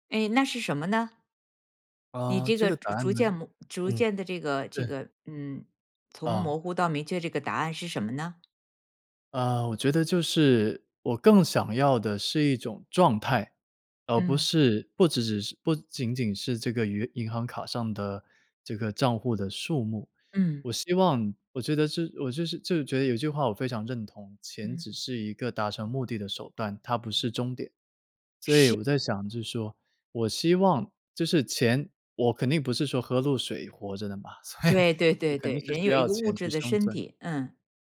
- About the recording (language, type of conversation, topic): Chinese, podcast, 你是什么时候意识到自己真正想要什么的？
- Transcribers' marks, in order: laughing while speaking: "所以"